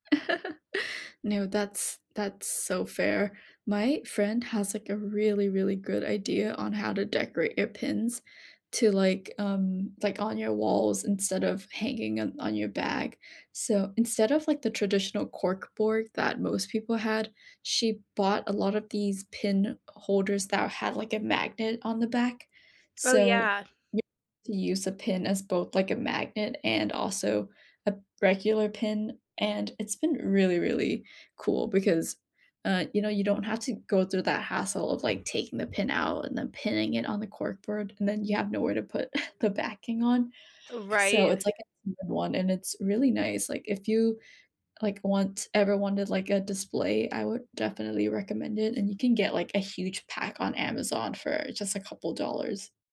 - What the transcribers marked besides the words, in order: chuckle; other background noise; unintelligible speech; tapping
- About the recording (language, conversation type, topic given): English, unstructured, Which travel souvenirs have become part of your daily routine, and where did you discover them?
- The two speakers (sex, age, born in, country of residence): female, 25-29, United States, United States; female, 30-34, United States, United States